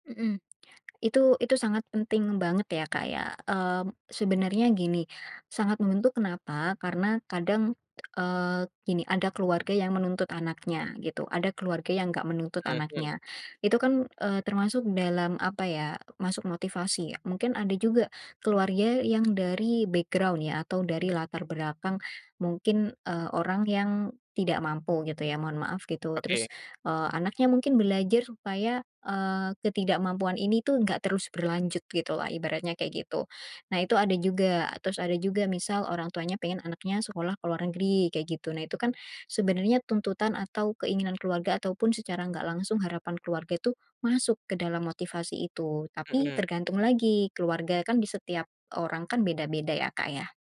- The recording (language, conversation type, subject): Indonesian, podcast, Apa tantangan terbesar menurutmu untuk terus belajar?
- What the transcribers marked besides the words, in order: "keluarga" said as "keluarya"; in English: "background"; "belakang" said as "berakang"